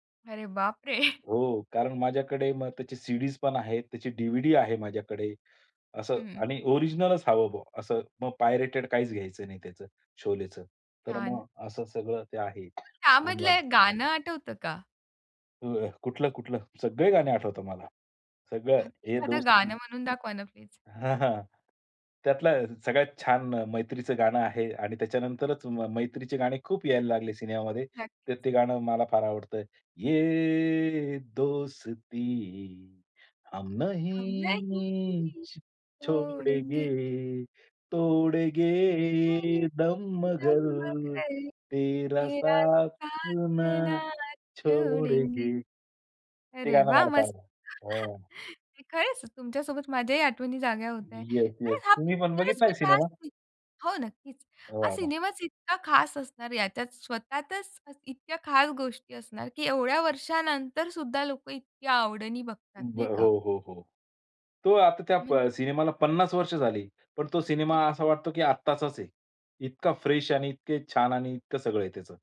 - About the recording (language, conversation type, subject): Marathi, podcast, तुमच्या आठवणीत सर्वात ठळकपणे राहिलेला चित्रपट कोणता, आणि तो तुम्हाला का आठवतो?
- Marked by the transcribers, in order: tapping; other background noise; cough; unintelligible speech; laughing while speaking: "हां, हां"; singing: "हम नही तोडेंगे"; singing: "ये दोस्ती हम नहीं छो … साथ ना छोड़ेंगे"; singing: "हम दम अगर तेरा साथ ना छोडेंगे"; other noise; chuckle; in English: "फ्रेश"